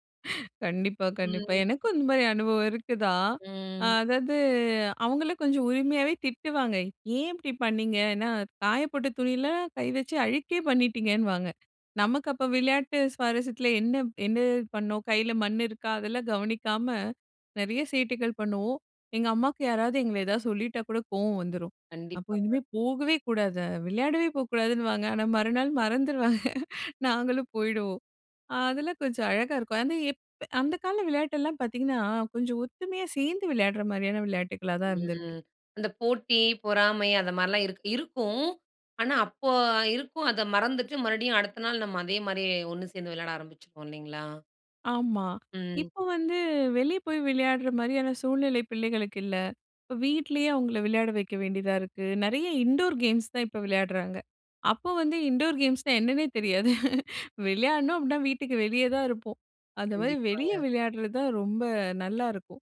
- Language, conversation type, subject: Tamil, podcast, பள்ளிக் காலத்தில் உங்களுக்கு பிடித்த விளையாட்டு என்ன?
- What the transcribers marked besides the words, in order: drawn out: "ம்"; chuckle; other noise; chuckle